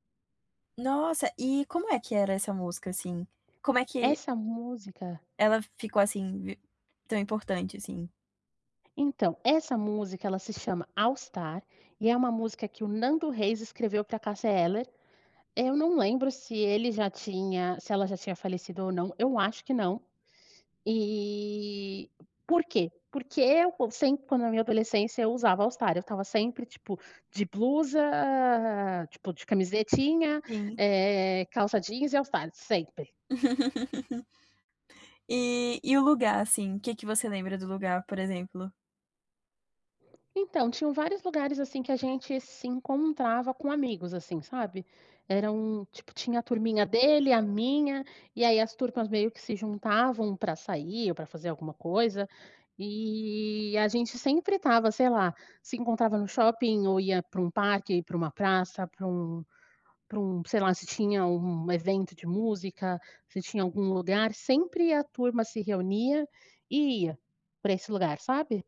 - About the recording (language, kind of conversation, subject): Portuguese, podcast, Que faixa marcou seu primeiro amor?
- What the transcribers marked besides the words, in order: other background noise; drawn out: "E"; laugh; tapping